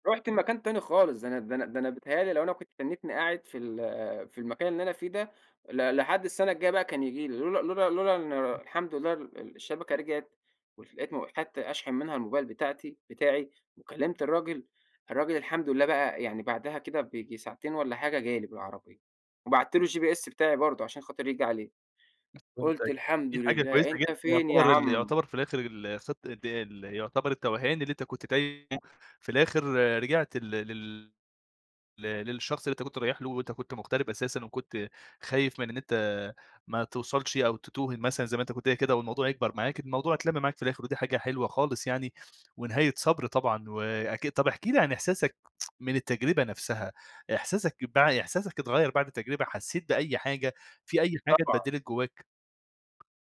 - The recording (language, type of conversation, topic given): Arabic, podcast, بتعمل إيه أول ما الإشارة بتضيع أو بتقطع؟
- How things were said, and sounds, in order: other background noise; in English: "الGPS"; other noise; tapping